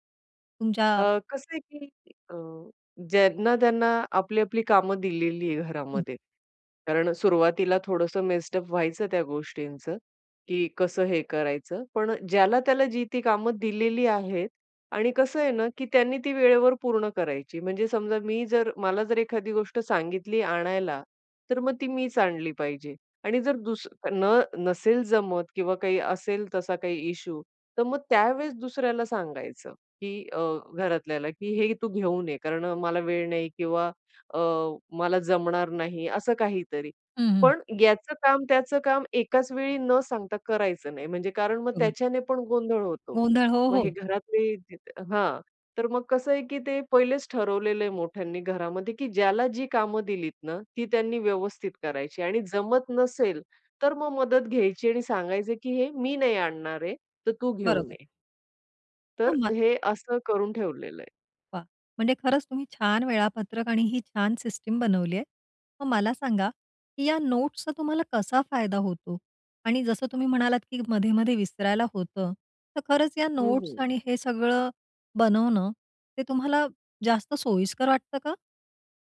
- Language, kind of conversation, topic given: Marathi, podcast, नोट्स ठेवण्याची तुमची सोपी पद्धत काय?
- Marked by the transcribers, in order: in English: "मेस्टप"; in English: "इश्यू"; in English: "सिस्टम"; in English: "नोट्सचा"; in English: "नोट्स"